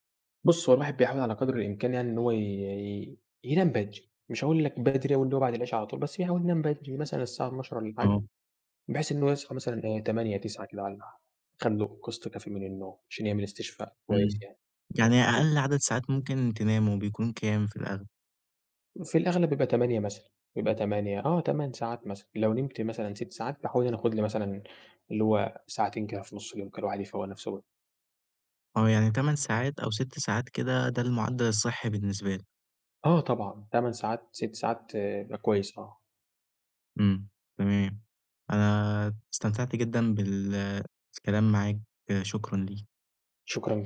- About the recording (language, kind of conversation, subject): Arabic, podcast, إزاي تحافظ على نشاطك البدني من غير ما تروح الجيم؟
- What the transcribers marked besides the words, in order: none